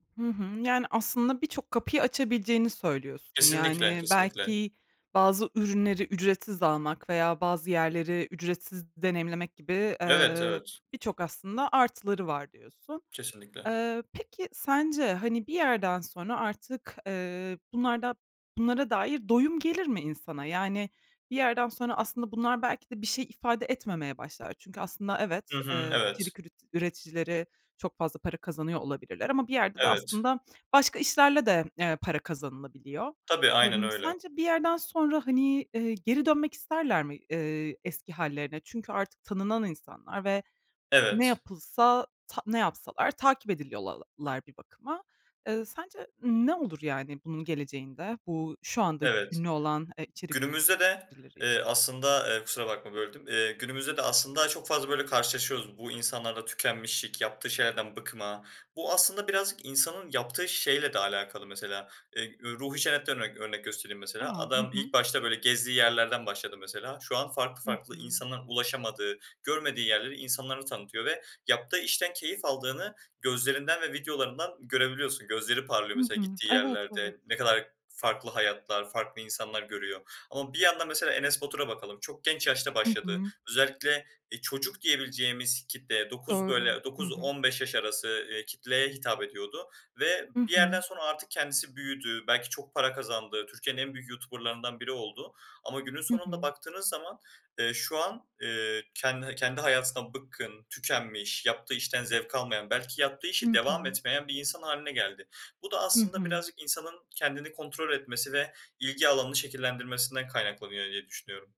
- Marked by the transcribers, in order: "ediliyorlar" said as "ediliyorlalalar"; in English: "YouTuber'larından"; tapping
- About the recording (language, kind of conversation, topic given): Turkish, podcast, İnternette hızlı ünlü olmanın artıları ve eksileri neler?